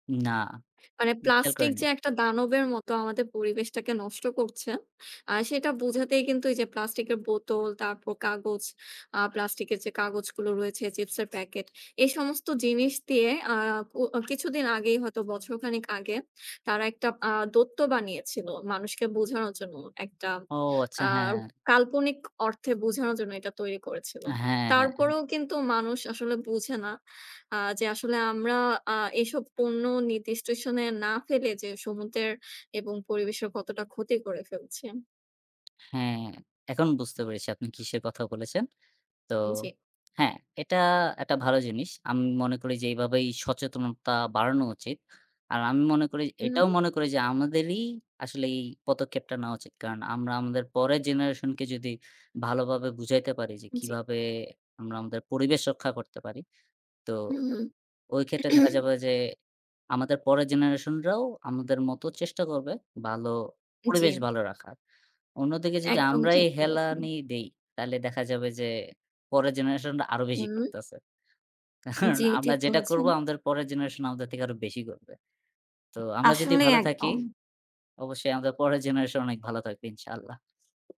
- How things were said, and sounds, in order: tapping; in English: "generation"; laughing while speaking: "কারণ"; other background noise
- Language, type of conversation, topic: Bengali, unstructured, ছুটিতে অধিকাংশ মানুষ সমুদ্রসৈকত পছন্দ করে—আপনি কি সমুদ্রসৈকত পছন্দ করেন, কেন বা কেন নয়?